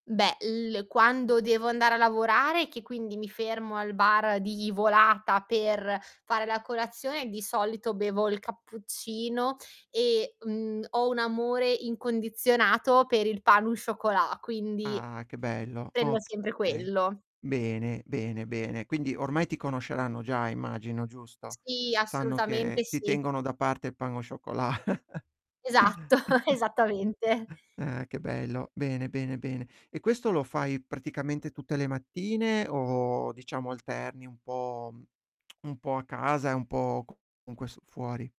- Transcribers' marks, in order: in French: "pain au chocolat"; distorted speech; in French: "pain au chocolat"; chuckle
- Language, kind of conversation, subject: Italian, podcast, Quali piccoli piaceri rendono speciale il tuo tempo libero?
- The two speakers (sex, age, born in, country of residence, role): female, 25-29, Italy, Italy, guest; male, 40-44, Italy, Italy, host